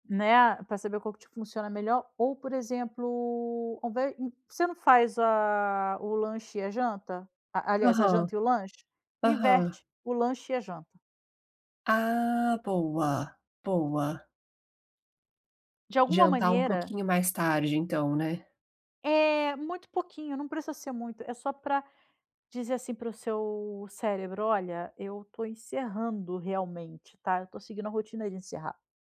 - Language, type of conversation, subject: Portuguese, advice, Como posso criar uma rotina de sono consistente e manter horários regulares?
- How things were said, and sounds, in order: none